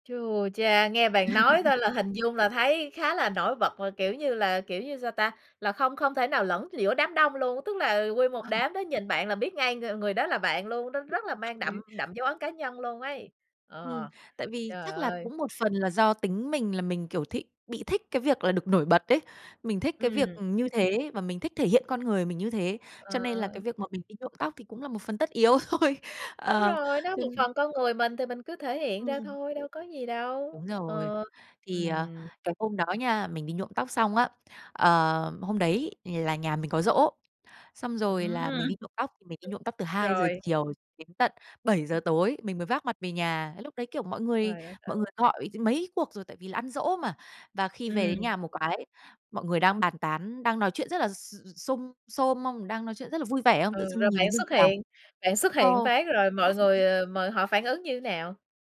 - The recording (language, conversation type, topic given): Vietnamese, podcast, Bạn đối mặt thế nào khi người thân không hiểu phong cách của bạn?
- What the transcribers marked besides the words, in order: chuckle; unintelligible speech; tapping; laughing while speaking: "thôi"; laugh